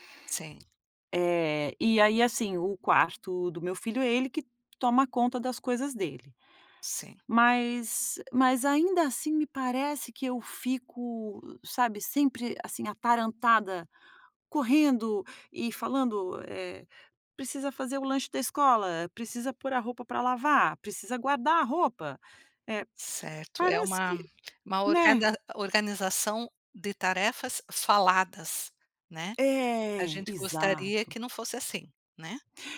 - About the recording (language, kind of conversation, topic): Portuguese, advice, Como posso superar a dificuldade de delegar tarefas no trabalho ou em casa?
- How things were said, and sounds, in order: tapping